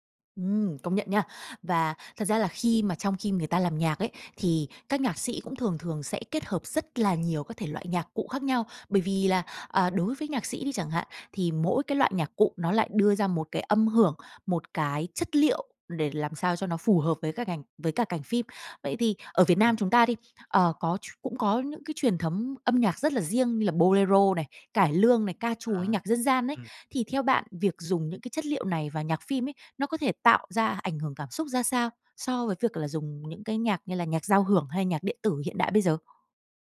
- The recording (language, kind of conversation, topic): Vietnamese, podcast, Âm nhạc thay đổi cảm xúc của một bộ phim như thế nào, theo bạn?
- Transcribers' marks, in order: tapping; in Spanish: "Bolero"